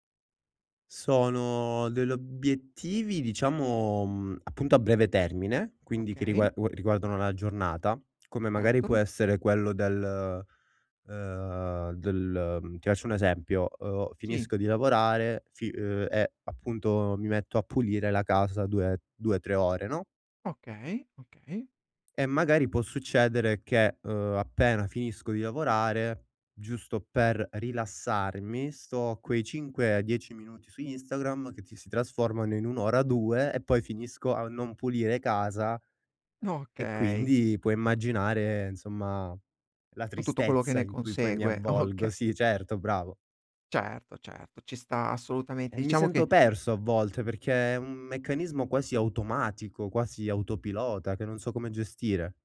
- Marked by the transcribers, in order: "faccio" said as "accio"; laughing while speaking: "ocche"
- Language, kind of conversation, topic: Italian, advice, Come posso mantenere le mie abitudini quando le interruzioni quotidiane mi ostacolano?